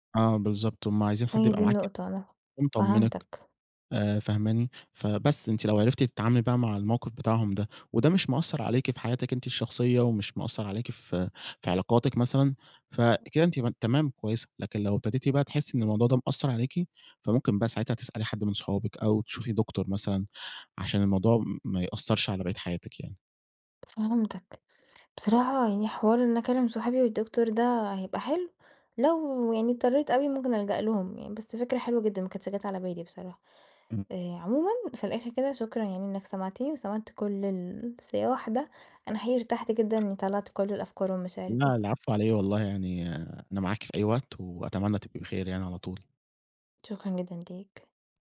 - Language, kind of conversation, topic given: Arabic, advice, إزاي أتعامل مع ضغط العيلة إني أتجوز في سن معيّن؟
- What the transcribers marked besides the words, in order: tapping; other background noise